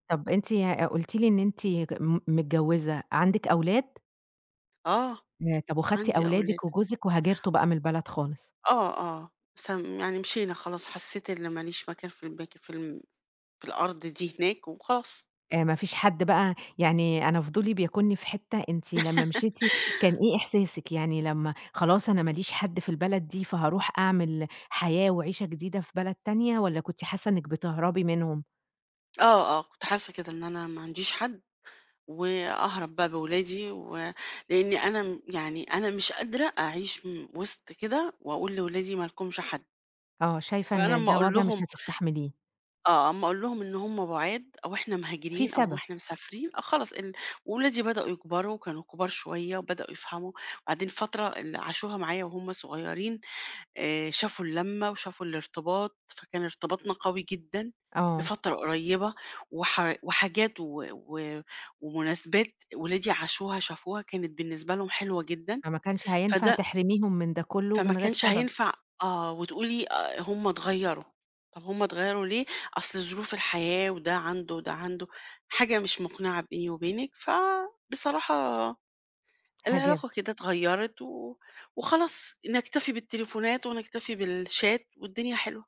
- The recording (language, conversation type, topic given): Arabic, podcast, إزاي اتغيّرت علاقتك بأهلك مع مرور السنين؟
- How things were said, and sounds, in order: "البيت" said as "البيك"; tapping; laugh; in English: "بالchat"